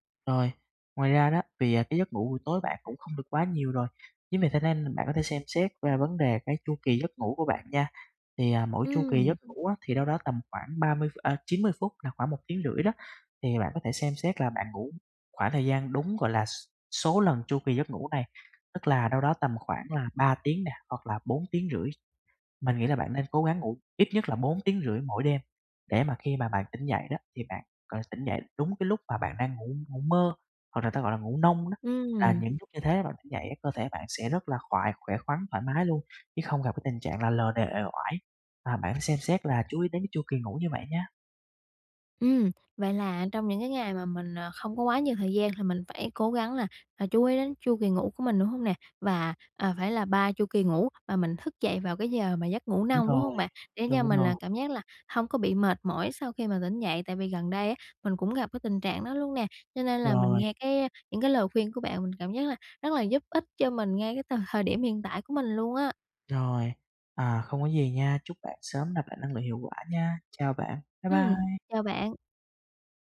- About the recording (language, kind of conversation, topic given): Vietnamese, advice, Làm sao để nạp lại năng lượng hiệu quả khi mệt mỏi và bận rộn?
- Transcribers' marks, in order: tapping